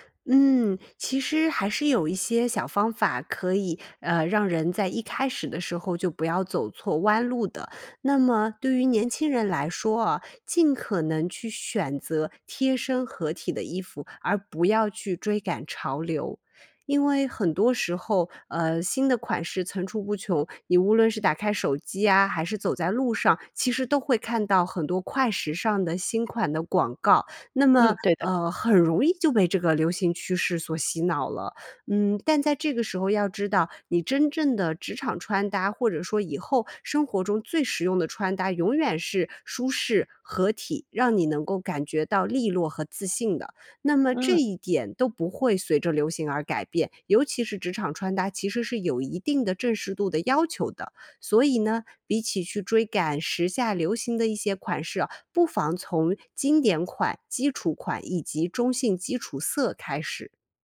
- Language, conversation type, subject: Chinese, podcast, 你是否有过通过穿衣打扮提升自信的经历？
- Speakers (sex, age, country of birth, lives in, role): female, 30-34, China, United States, guest; female, 45-49, China, United States, host
- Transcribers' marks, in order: none